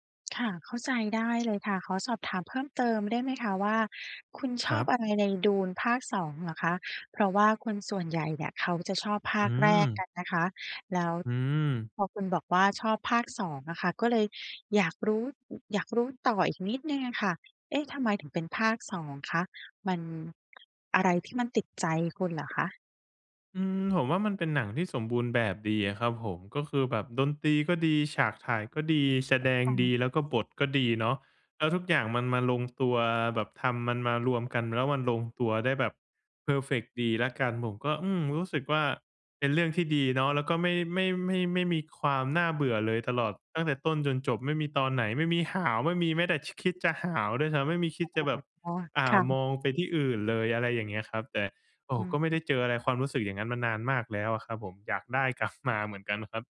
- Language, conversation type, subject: Thai, advice, คุณรู้สึกเบื่อและไม่รู้จะเลือกดูหรือฟังอะไรดีใช่ไหม?
- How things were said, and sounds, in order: other background noise